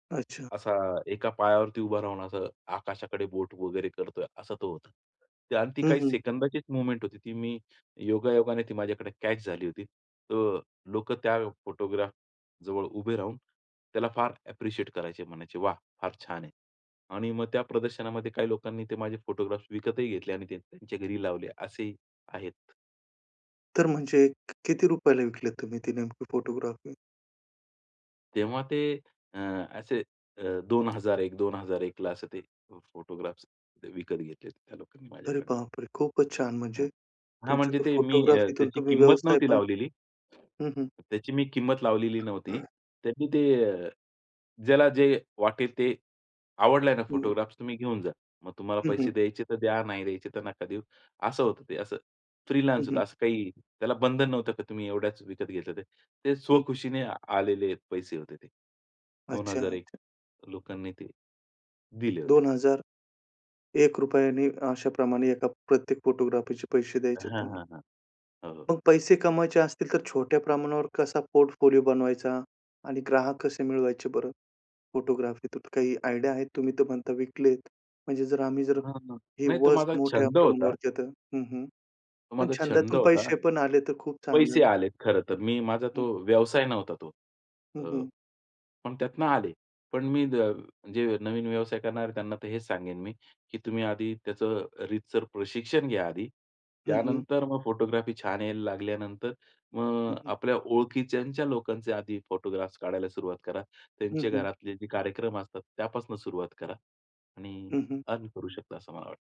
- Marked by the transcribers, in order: in English: "अप्रिशिएट"; other background noise; other noise; tapping; in English: "पोर्टफोलिओ"; in English: "आयडिया"
- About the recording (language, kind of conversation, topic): Marathi, podcast, फोटोग्राफीची सुरुवात कुठून करावी?